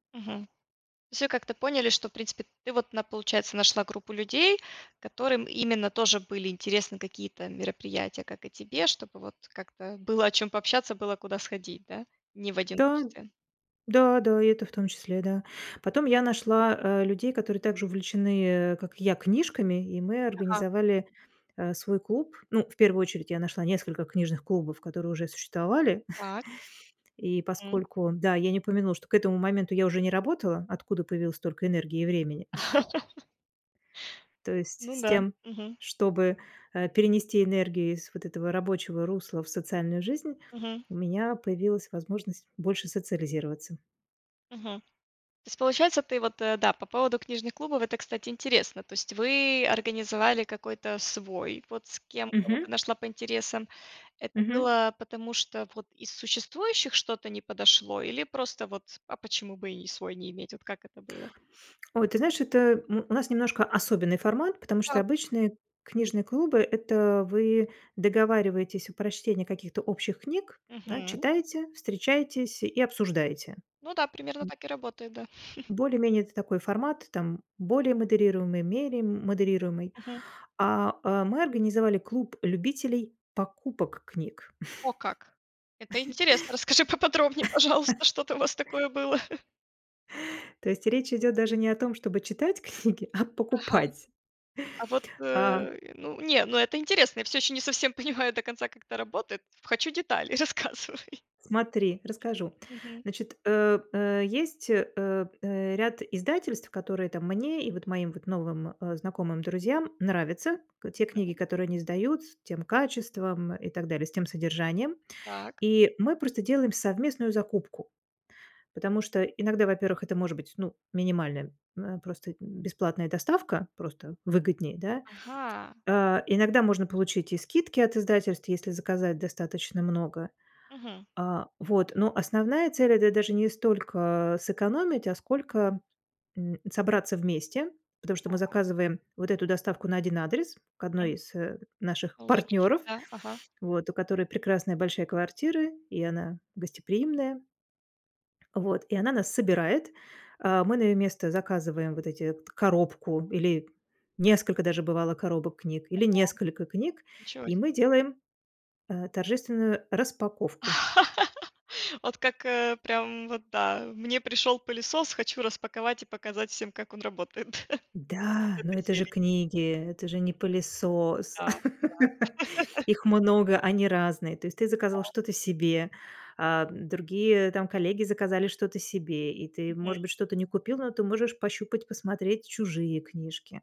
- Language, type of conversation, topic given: Russian, podcast, Как бороться с одиночеством в большом городе?
- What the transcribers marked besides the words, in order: other background noise; chuckle; laugh; chuckle; tapping; chuckle; laughing while speaking: "Расскажи поподробнее, пожалуйста, что там у вас такое было"; stressed: "покупок"; laugh; laughing while speaking: "читать книги, а покупать"; laughing while speaking: "понимаю"; laughing while speaking: "рассказывай"; laugh; laughing while speaking: "да?"; laugh